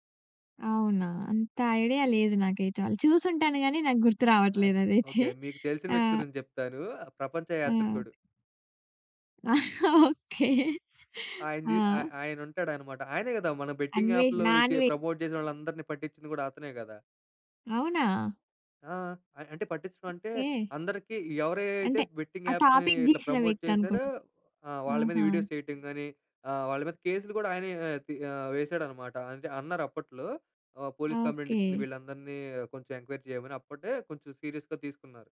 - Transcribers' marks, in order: laughing while speaking: "అదైతే"; tapping; laughing while speaking: "ఓకే"; in English: "బెట్టింగ్ యాప్‌లో"; in English: "ప్రమోట్"; in English: "బెట్టింగ్ యాప్స్‌ని"; in English: "టాపిక్"; in English: "ప్రమోట్"; in English: "వీడియోస్"; in English: "ఎంక్వైరీ"; in English: "సీరియస్‌గా"
- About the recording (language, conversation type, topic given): Telugu, podcast, సామాజిక సమస్యలపై ఇన్‌ఫ్లూయెన్సర్లు మాట్లాడినప్పుడు అది ఎంత మేర ప్రభావం చూపుతుంది?